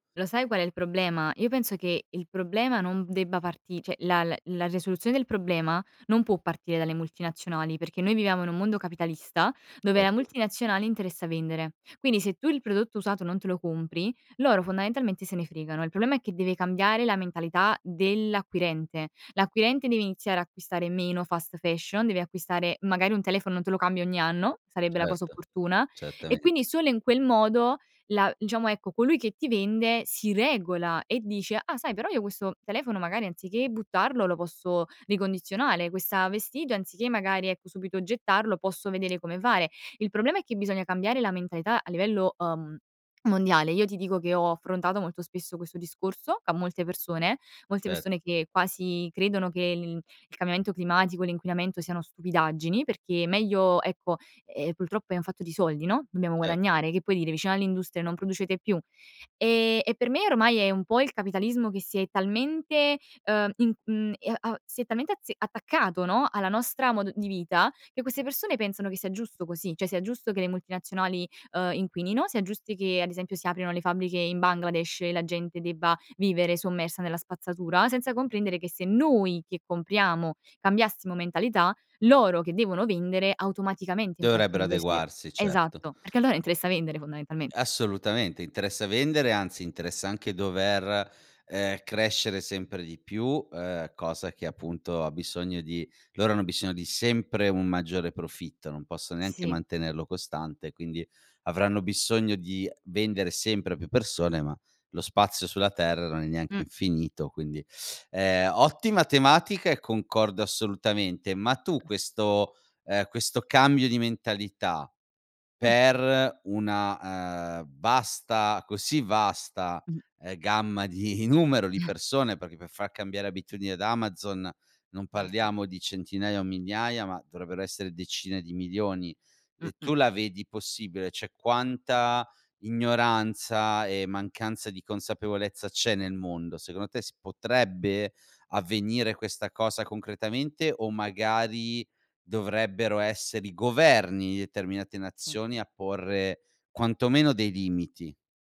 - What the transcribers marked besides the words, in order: "cioè" said as "ceh"; "ricondizionare" said as "ricondizionale"; "purtroppo" said as "pultroppo"; "cioè" said as "ceh"; "aprano" said as "apriano"; stressed: "noi"; other background noise; "bisogno" said as "bissogno"; unintelligible speech; laughing while speaking: "di"; chuckle; "migliaia" said as "mignaia"; "Cioè" said as "ceh"
- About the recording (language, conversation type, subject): Italian, podcast, Quali piccoli gesti fai davvero per ridurre i rifiuti?